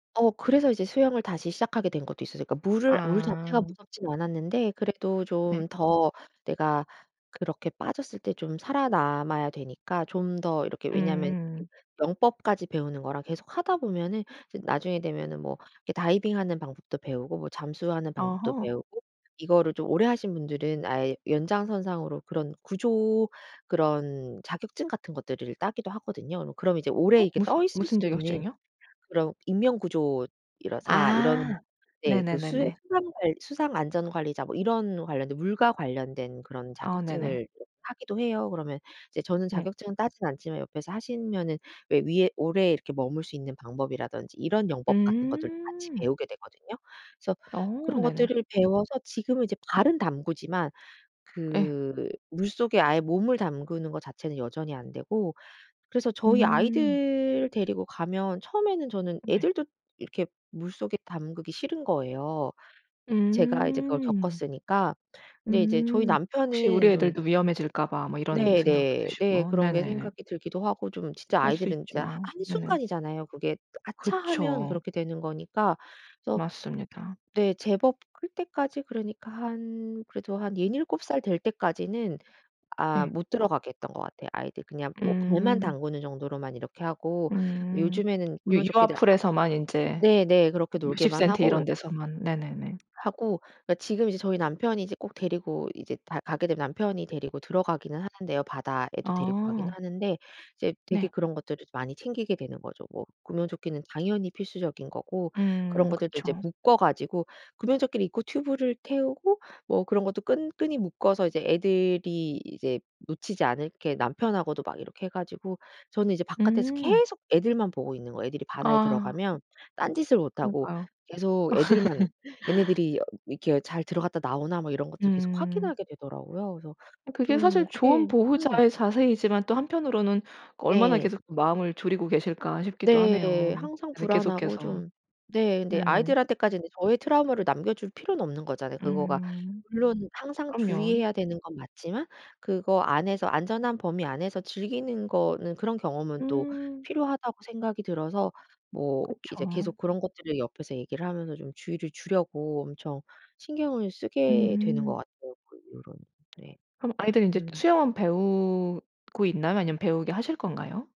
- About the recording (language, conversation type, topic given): Korean, podcast, 자연 속에서 가장 기억에 남는 경험은 무엇인가요?
- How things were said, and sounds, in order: tapping; laugh